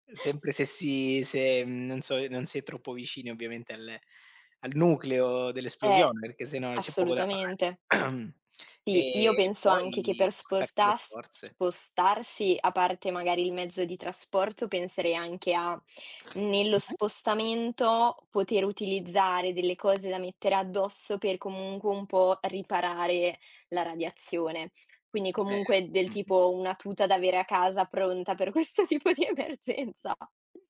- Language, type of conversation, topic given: Italian, unstructured, Come ti comporteresti di fronte a una possibile emergenza nucleare?
- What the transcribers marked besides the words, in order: throat clearing; other background noise; tapping; laughing while speaking: "questo tipo di emergenza"